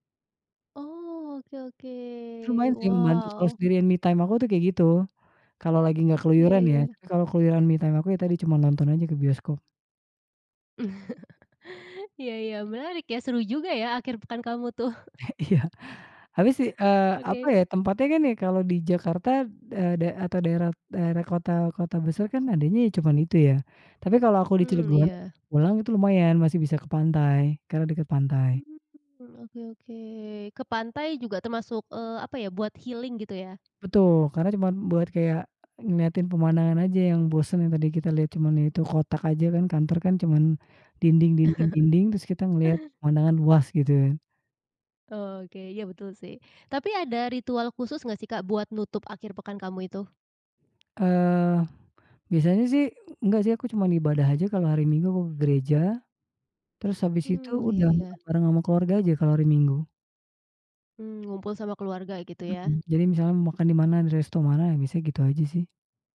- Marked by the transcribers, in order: other background noise; in English: "me time"; in English: "me time"; chuckle; chuckle; laughing while speaking: "Iya"; in English: "healing"; chuckle
- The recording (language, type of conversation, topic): Indonesian, podcast, Bagaimana kamu memanfaatkan akhir pekan untuk memulihkan energi?